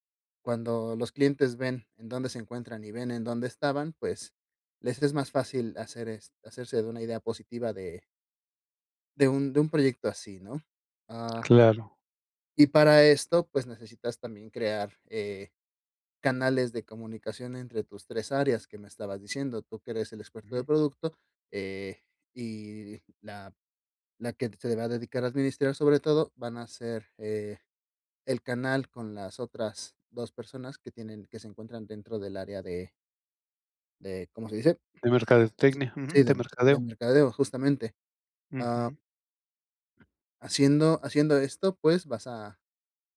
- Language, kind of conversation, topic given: Spanish, advice, ¿Cómo puedo formar y liderar un equipo pequeño para lanzar mi startup con éxito?
- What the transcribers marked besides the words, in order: tapping; other background noise